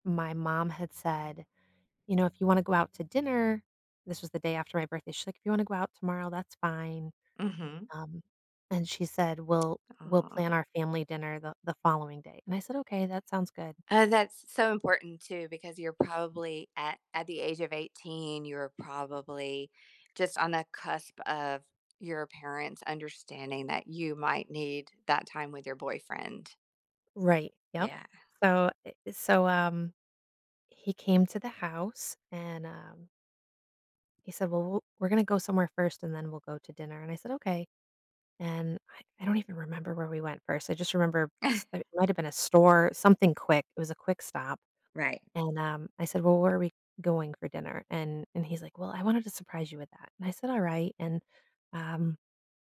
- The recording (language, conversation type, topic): English, unstructured, Why do you think celebrating achievements matters in our lives?
- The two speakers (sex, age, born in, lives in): female, 40-44, United States, United States; female, 45-49, United States, United States
- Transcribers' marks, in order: chuckle; tapping